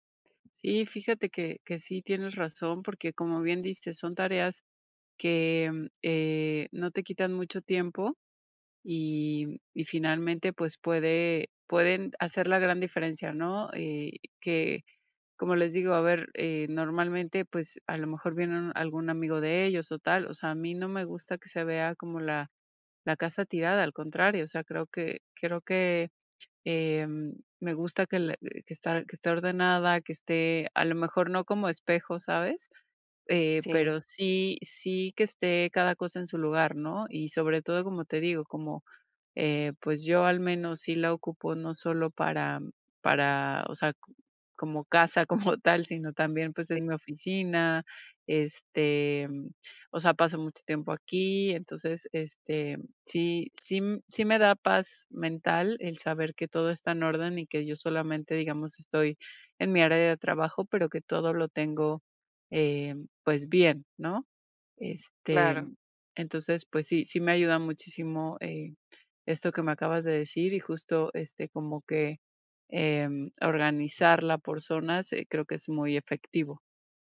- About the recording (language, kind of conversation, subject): Spanish, advice, ¿Cómo puedo crear rutinas diarias para evitar que mi casa se vuelva desordenada?
- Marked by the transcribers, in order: other background noise; laughing while speaking: "como"